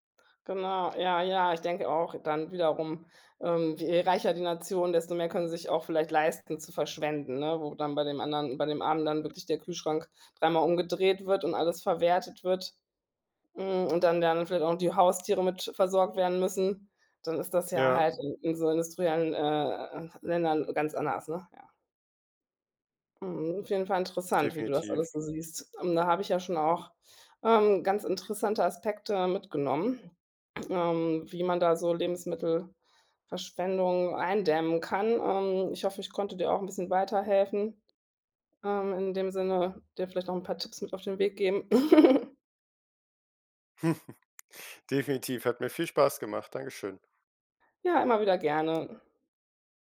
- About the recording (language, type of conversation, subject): German, podcast, Wie kann man Lebensmittelverschwendung sinnvoll reduzieren?
- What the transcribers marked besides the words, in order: other background noise; throat clearing; chuckle